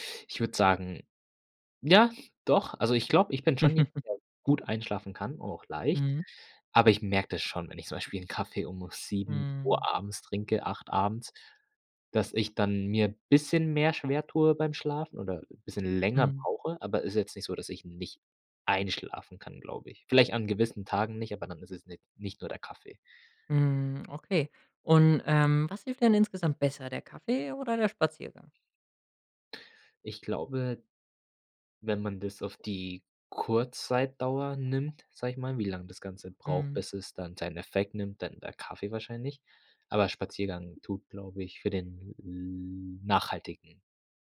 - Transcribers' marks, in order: chuckle
- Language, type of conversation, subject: German, podcast, Wie gehst du mit Energietiefs am Nachmittag um?